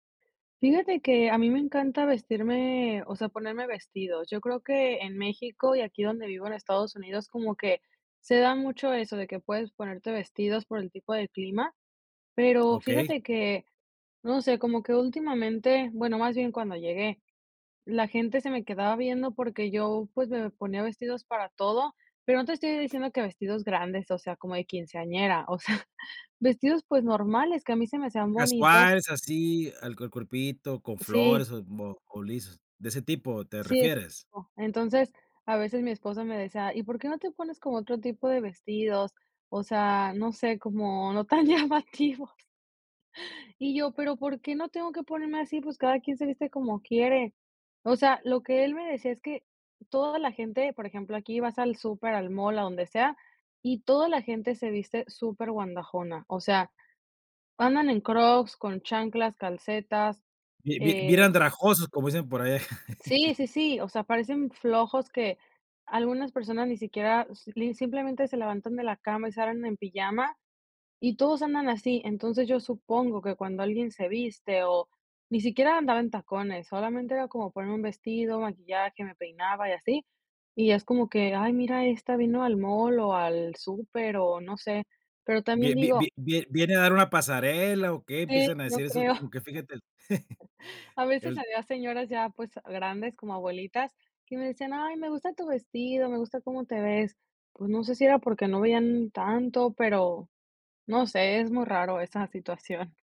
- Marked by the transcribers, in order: tapping; other background noise; giggle; laughing while speaking: "tan llamativos"; chuckle; giggle; laugh
- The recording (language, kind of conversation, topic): Spanish, podcast, ¿Cómo equilibras autenticidad y expectativas sociales?